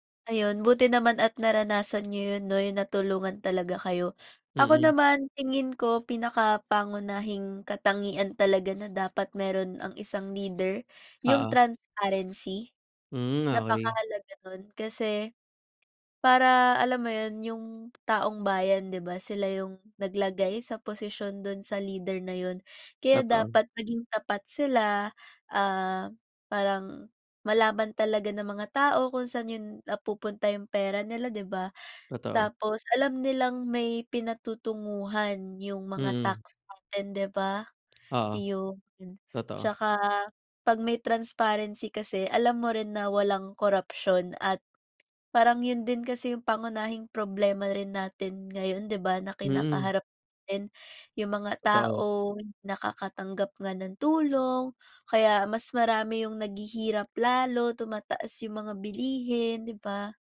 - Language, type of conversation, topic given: Filipino, unstructured, Paano mo ilalarawan ang magandang pamahalaan para sa bayan?
- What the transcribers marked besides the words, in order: tapping; other background noise